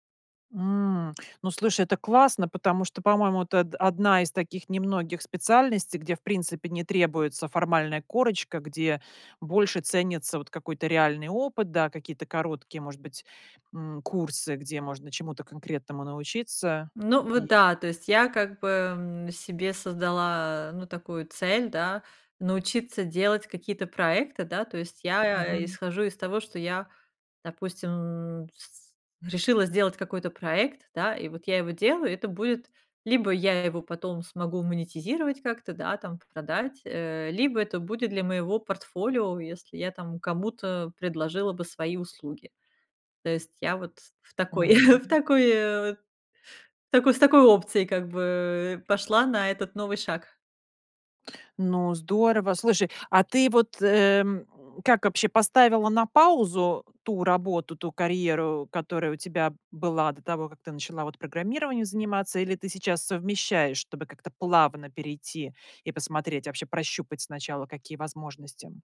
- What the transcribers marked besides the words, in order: tapping; chuckle
- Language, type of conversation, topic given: Russian, podcast, Как понять, что пора менять профессию и учиться заново?